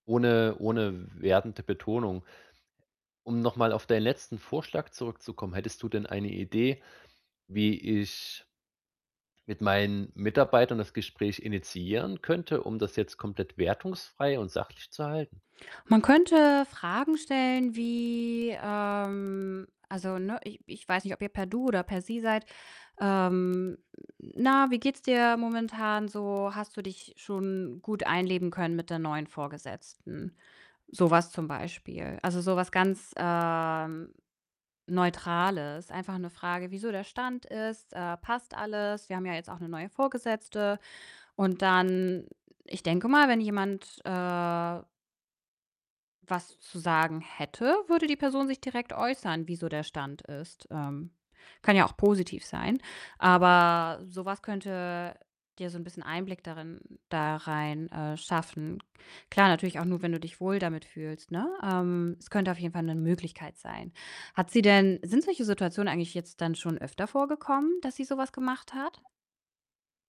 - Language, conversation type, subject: German, advice, Wie kann ich konstruktiv mit Kritik umgehen, ohne meinen Ruf als Profi zu gefährden?
- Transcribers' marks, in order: distorted speech; drawn out: "wie, ähm"; drawn out: "ähm"; drawn out: "äh"; other background noise